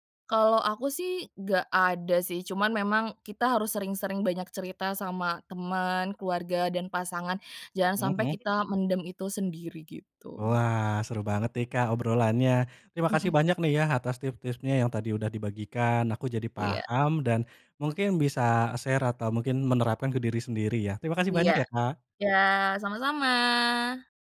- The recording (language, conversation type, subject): Indonesian, podcast, Apa saja tips untuk menjaga kesehatan mental saat terus berada di rumah?
- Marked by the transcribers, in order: in English: "share"